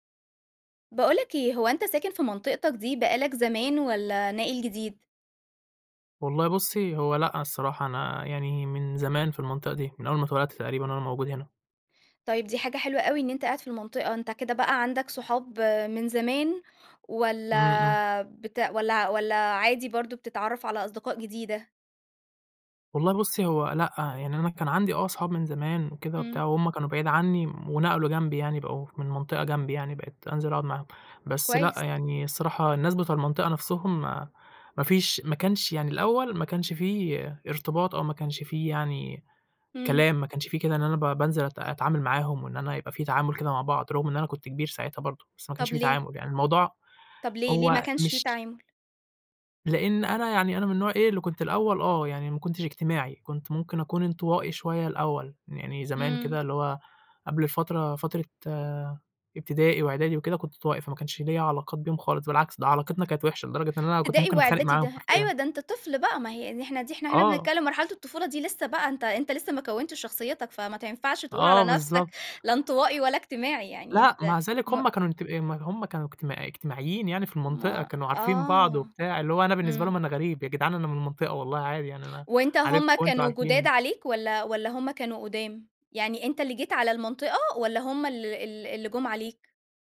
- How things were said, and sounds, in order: background speech; tapping
- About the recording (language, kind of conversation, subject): Arabic, podcast, إزاي بتكوّن صداقات جديدة في منطقتك؟